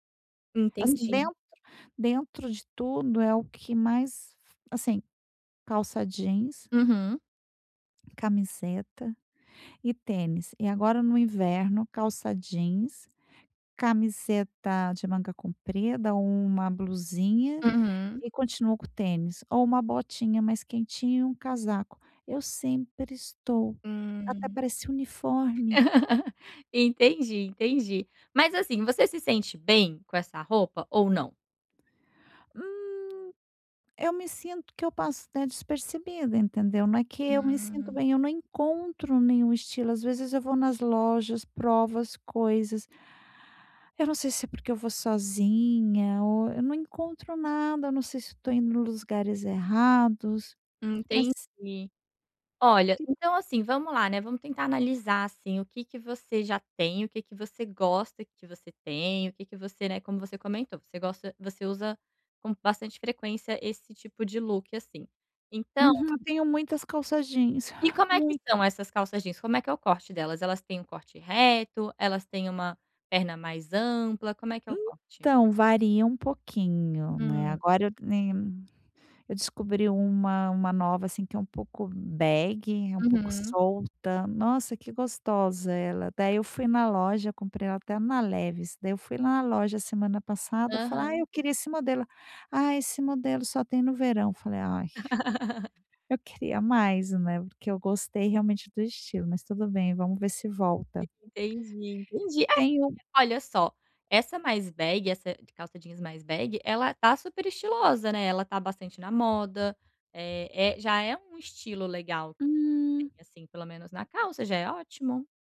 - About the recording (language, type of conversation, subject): Portuguese, advice, Como posso escolher roupas que me caiam bem e me façam sentir bem?
- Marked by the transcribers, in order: laugh; laugh; tapping; unintelligible speech